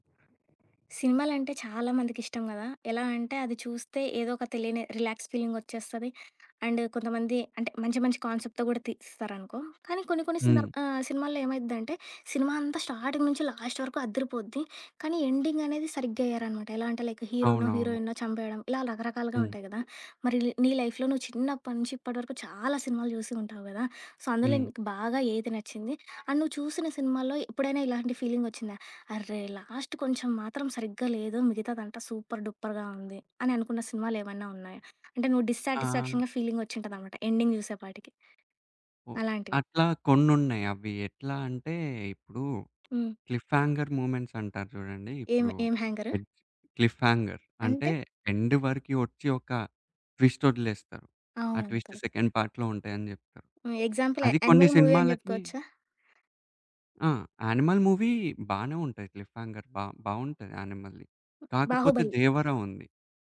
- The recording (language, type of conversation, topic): Telugu, podcast, సినిమా ముగింపు ప్రేక్షకుడికి సంతృప్తిగా అనిపించాలంటే ఏమేం విషయాలు దృష్టిలో పెట్టుకోవాలి?
- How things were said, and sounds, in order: in English: "రిలాక్స్"; in English: "అండ్"; in English: "కాన్సెప్ట్‌తో"; in English: "స్టార్టింగ్"; in English: "లాస్ట్"; in English: "ఎండింగ్"; in English: "లైక్"; other background noise; in English: "లైఫ్‌లో"; in English: "సో"; in English: "అండ్"; in English: "లాస్ట్"; in English: "సూపర్ డూపర్‌గా"; in English: "డిస్సాటిస్ఫాక్షన్‌గా"; in English: "ఎండింగ్"; in English: "క్లిఫ్ హంగర్ మూమెం‌ట్స్"; in English: "క్లిఫ్ హంగర్"; in English: "ఎండ్"; in English: "ట్విస్ట్"; in English: "ట్విస్ట్ సెకండ్ పార్ట్‌లో"; in English: "కరెక్ట్"; in English: "ఎగ్జాంపుల్"; in English: "మూవీ"; in English: "మూవీ"; in English: "క్లిఫ్ హంగర్"